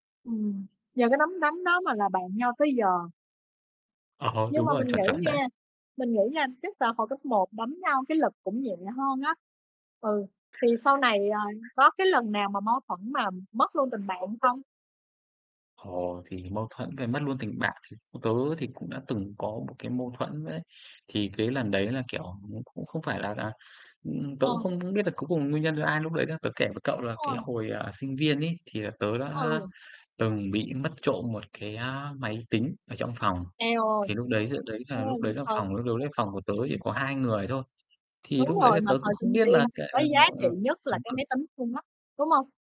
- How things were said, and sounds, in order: other background noise; laughing while speaking: "Ờ"; tapping; other noise; unintelligible speech; distorted speech
- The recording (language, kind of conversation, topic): Vietnamese, unstructured, Bạn thường làm gì khi xảy ra mâu thuẫn với bạn bè?